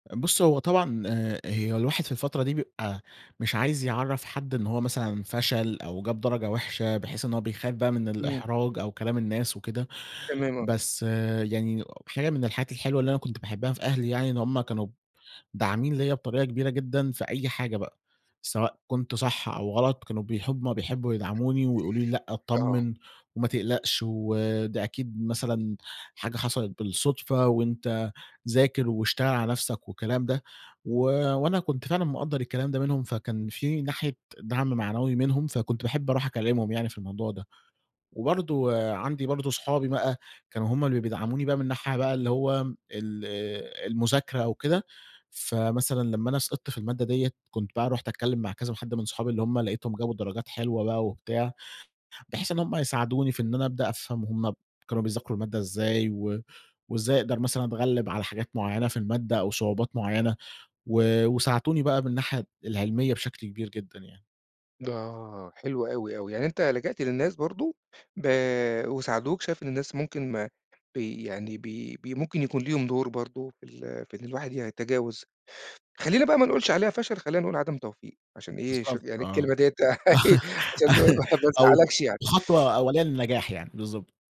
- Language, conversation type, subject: Arabic, podcast, إيه دور الفشل في تشكيل شخصيتك؟
- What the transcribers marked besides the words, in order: other background noise; giggle; laugh; laughing while speaking: "عشان ما ما تزعّلكش يعني"; unintelligible speech